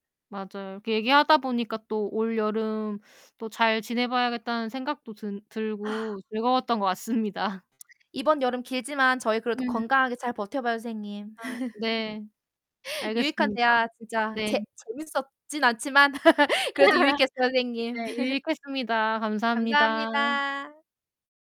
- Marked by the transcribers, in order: sigh; laughing while speaking: "같습니다"; mechanical hum; laugh; distorted speech; laugh
- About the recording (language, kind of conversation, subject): Korean, unstructured, 기후 변화가 우리 주변 환경에 어떤 영향을 미치고 있나요?